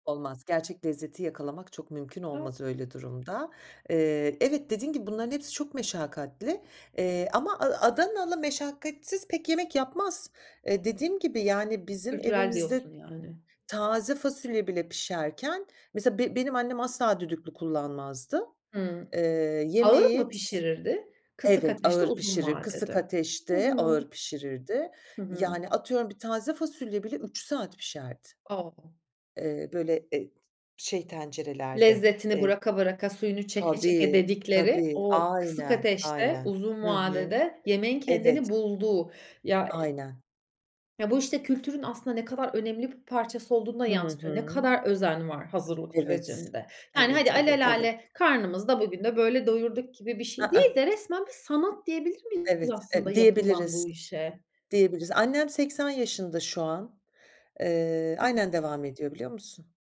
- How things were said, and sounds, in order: other background noise; tapping; "alelâde" said as "alelâle"
- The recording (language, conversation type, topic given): Turkish, podcast, Hangi yiyecekler sana kendini ait hissettiriyor, sence bunun nedeni ne?